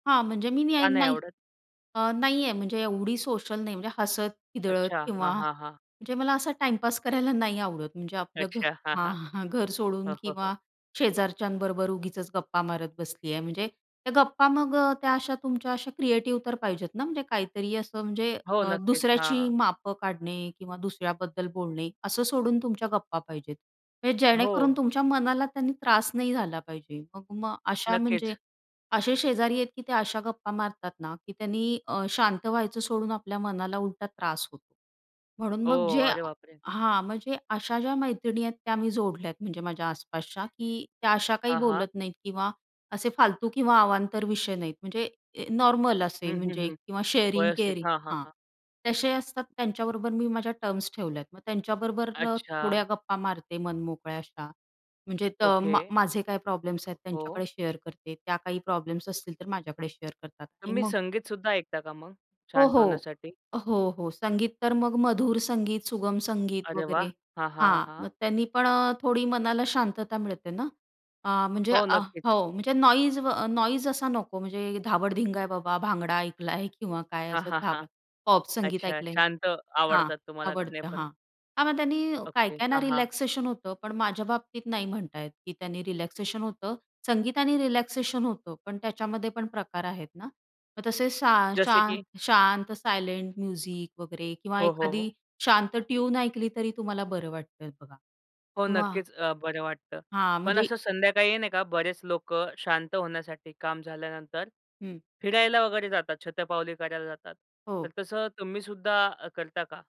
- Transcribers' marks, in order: laughing while speaking: "हां"; tapping; in English: "शेअरिंग-केअरिंग"; other noise; in English: "शेअर"; other background noise; in English: "शेअर"; in English: "सायलेंट म्युझिक"; in English: "ट्यून"
- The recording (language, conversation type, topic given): Marathi, podcast, रोजच्या कामांनंतर तुम्ही स्वतःला शांत कसे करता?